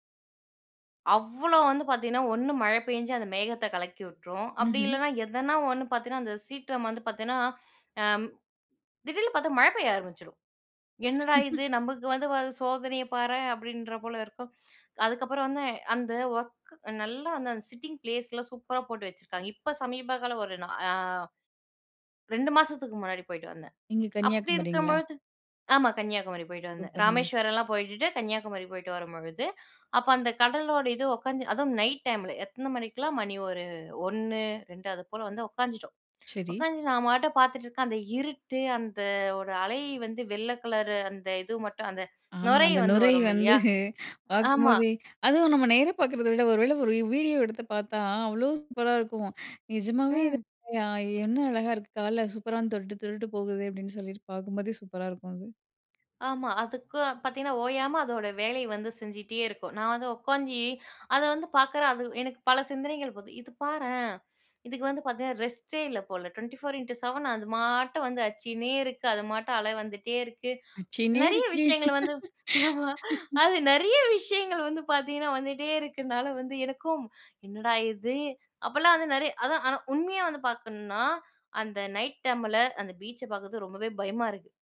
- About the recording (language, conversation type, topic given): Tamil, podcast, கடலின் அலையை பார்க்கும்போது உங்களுக்கு என்ன நினைவுகள் உண்டாகும்?
- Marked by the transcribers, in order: laugh; inhale; in English: "ஒர்க்"; in English: "சிட்டிங் பிளேஸ்லாம்"; tsk; inhale; in English: "நைட் டைம்ல"; "உக்காந்துட்டோம்" said as "உக்காஞ்சுட்டோம்"; "உக்காந்து" said as "உக்காஞ்சு"; chuckle; inhale; "உக்காந்து" said as "உக்காஞ்சி"; in English: "ரெஸ்ட்டே"; in English: "டுவென்டி ஃபோர் இன்ட்டூ செவன்"; laughing while speaking: "அச்சின்னே இருக்கு"; laughing while speaking: "நெறைய விஷயங்கள வந்து, அது நெறைய … எனக்கும் என்னடா இது?"; afraid: "அந்த நைட் டைம்ல அந்த பீச்ச பார்க்குறதுக்கு ரொம்பவே பயமா இருக்கு"